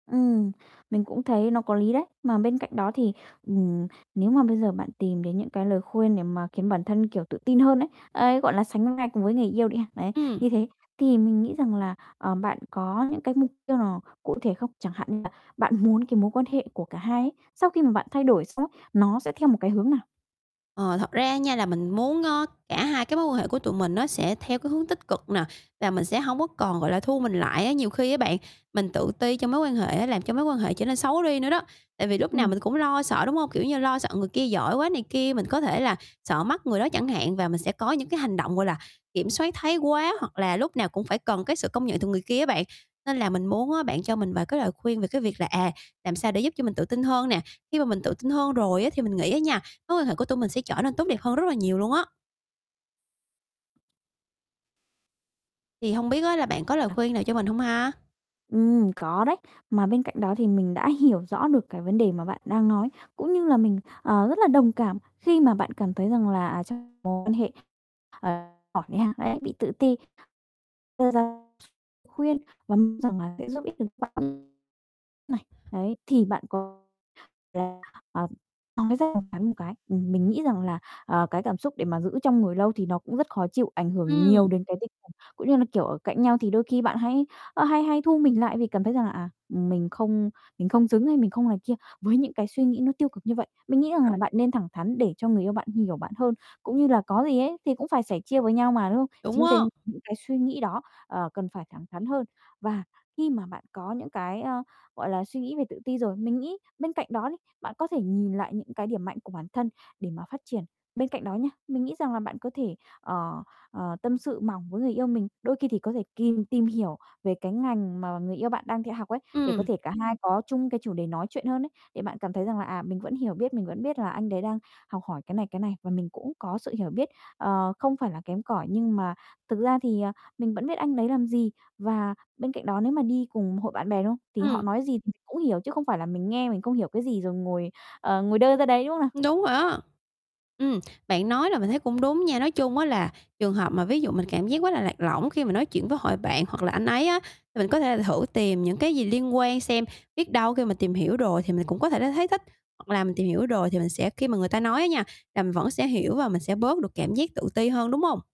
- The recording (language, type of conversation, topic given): Vietnamese, advice, Làm thế nào để tôi tự tin hơn trong mối quan hệ?
- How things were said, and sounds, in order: distorted speech; tapping; other background noise; unintelligible speech